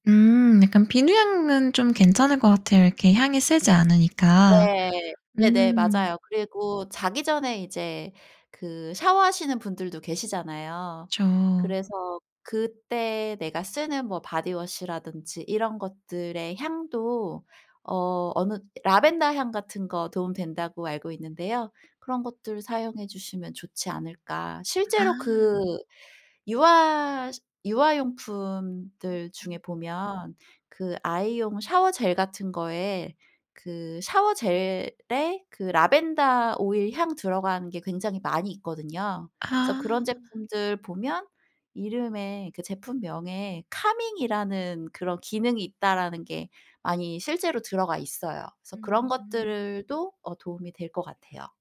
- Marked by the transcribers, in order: other background noise; in English: "카밍"
- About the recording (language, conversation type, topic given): Korean, podcast, 숙면을 돕는 침실 환경의 핵심은 무엇인가요?